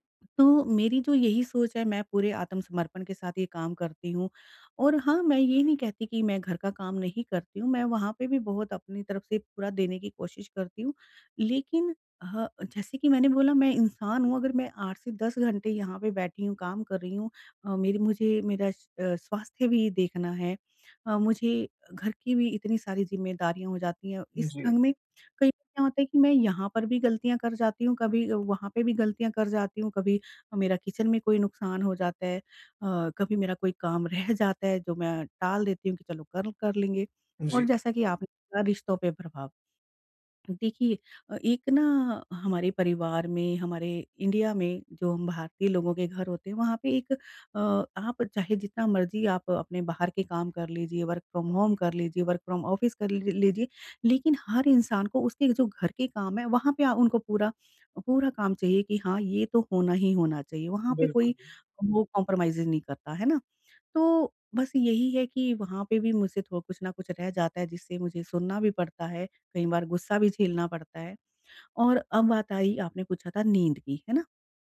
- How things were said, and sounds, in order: in English: "किचन"; in English: "वर्क फ्रॉम होम"; in English: "वर्क फ्रॉम ऑफ़िस"; in English: "कॉम्प्रोमाइज़ेज़"
- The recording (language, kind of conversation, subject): Hindi, advice, मैं कैसे तय करूँ कि मुझे मदद की ज़रूरत है—यह थकान है या बर्नआउट?